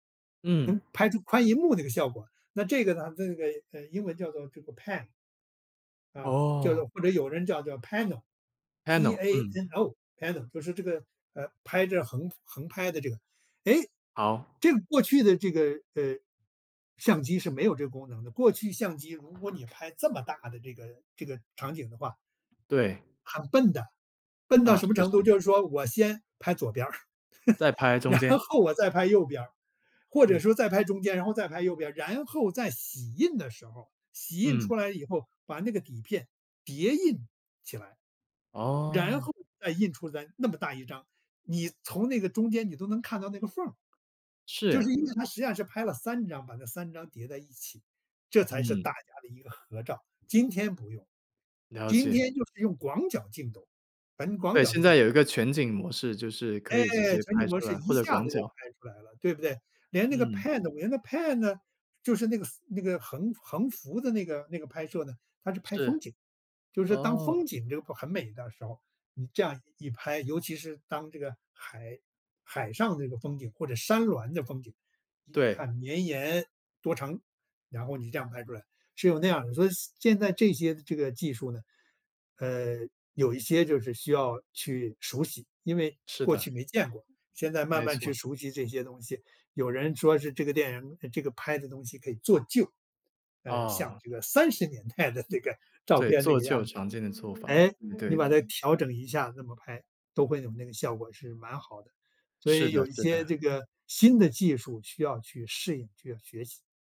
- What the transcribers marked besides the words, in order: in English: "PAN"; in English: "PANO"; in English: "panel"; tapping; in English: "PANO"; other background noise; chuckle; laughing while speaking: "然后"; in English: "PANO"; in English: "PAN"; laughing while speaking: "年代的"; other street noise
- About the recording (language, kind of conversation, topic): Chinese, podcast, 面对信息爆炸时，你会如何筛选出值得重新学习的内容？